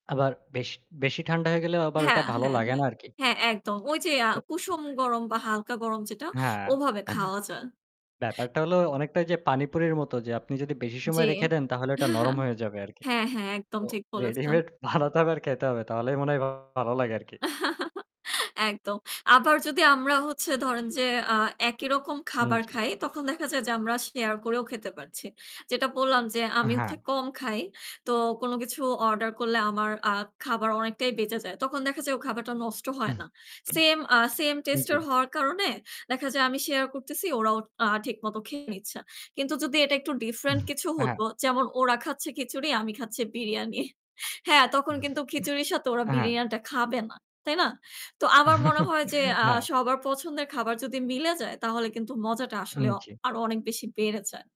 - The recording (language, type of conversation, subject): Bengali, unstructured, বন্ধুদের সঙ্গে খাওয়ার সময় কোন খাবার খেতে সবচেয়ে বেশি মজা লাগে?
- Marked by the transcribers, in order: static; chuckle; in English: "ready-made"; distorted speech; laugh; chuckle; chuckle; chuckle; chuckle